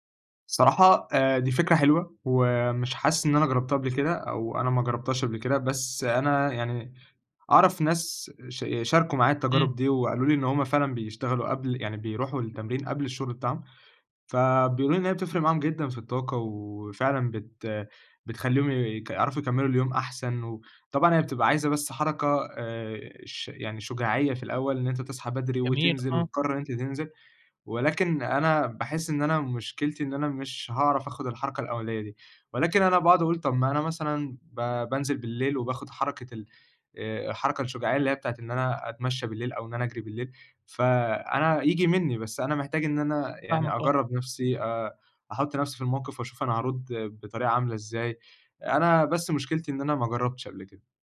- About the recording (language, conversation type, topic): Arabic, advice, إزاي أقدر أنظّم مواعيد التمرين مع شغل كتير أو التزامات عائلية؟
- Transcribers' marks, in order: none